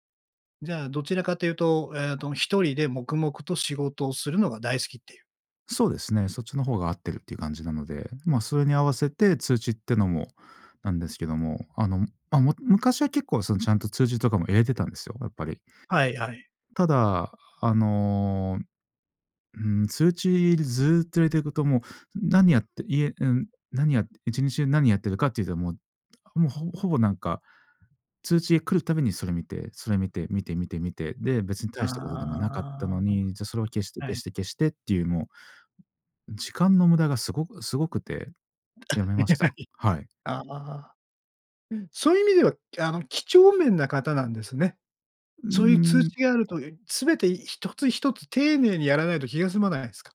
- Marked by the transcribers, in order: laughing while speaking: "あ、いや、はい"
- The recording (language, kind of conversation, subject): Japanese, podcast, 通知はすべてオンにしますか、それともオフにしますか？通知設定の基準はどう決めていますか？